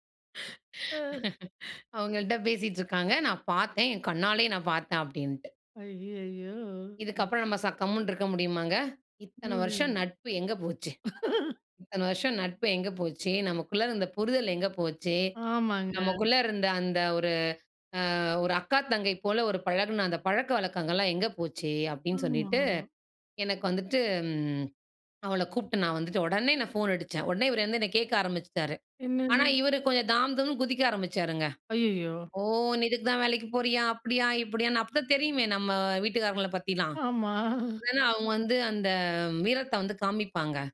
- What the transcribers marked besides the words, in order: laughing while speaking: "ஆ"; chuckle; other background noise; unintelligible speech; chuckle; laughing while speaking: "ஆமா"
- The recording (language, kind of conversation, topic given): Tamil, podcast, நம்பிக்கையை உடைக்காமல் சர்ச்சைகளை தீர்க்க எப்படி செய்கிறீர்கள்?